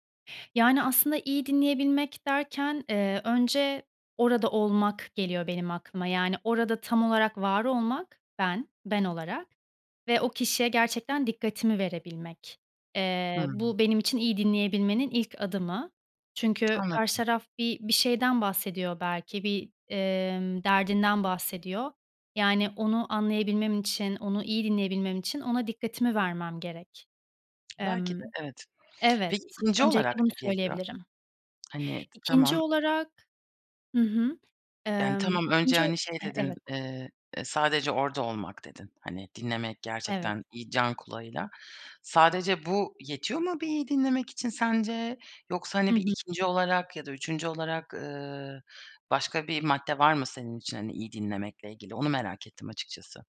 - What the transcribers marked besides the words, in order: other background noise
- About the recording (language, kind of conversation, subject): Turkish, podcast, Yorulduğunda ya da stresliyken iyi dinleyebilmek mümkün mü?